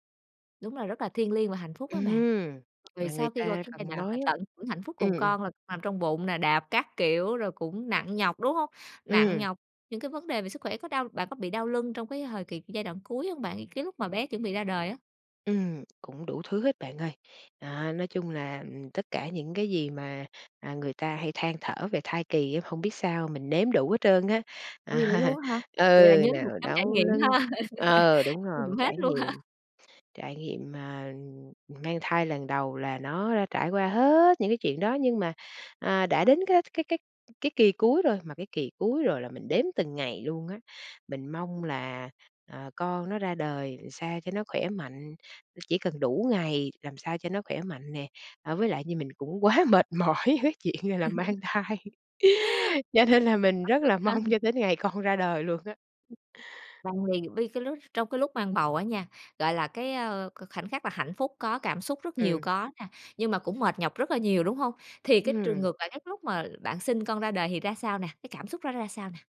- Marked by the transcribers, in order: tapping; laugh; laugh; unintelligible speech; laughing while speaking: "ha?"; stressed: "hết"; "làm" said as "ừn"; laughing while speaking: "quá mệt mỏi với chuyện, à, là mang thai"; laugh; other background noise; laughing while speaking: "mong"; laughing while speaking: "ha"; laughing while speaking: "con"; unintelligible speech
- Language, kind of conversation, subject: Vietnamese, podcast, Lần đầu làm cha hoặc mẹ, bạn đã cảm thấy thế nào?